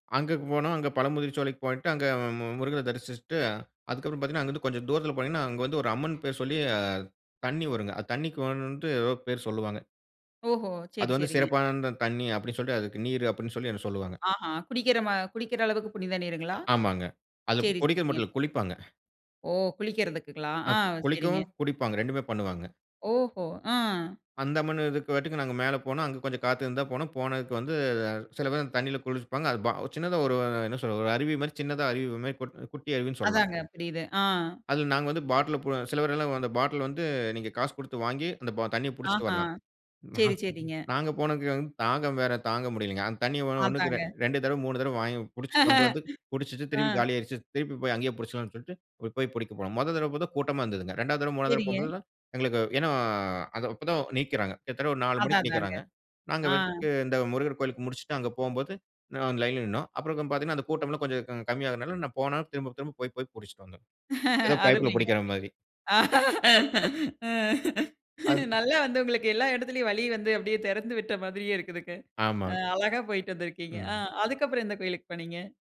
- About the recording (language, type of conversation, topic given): Tamil, podcast, சுற்றுலாவின் போது வழி தவறி அலைந்த ஒரு சம்பவத்தைப் பகிர முடியுமா?
- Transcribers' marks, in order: unintelligible speech; chuckle; laugh; laughing while speaking: "அருமைங்க, அருமை. நல்லா வந்து உங்களுக்கு … எந்த கோவிலுக்கு போனீங்க?"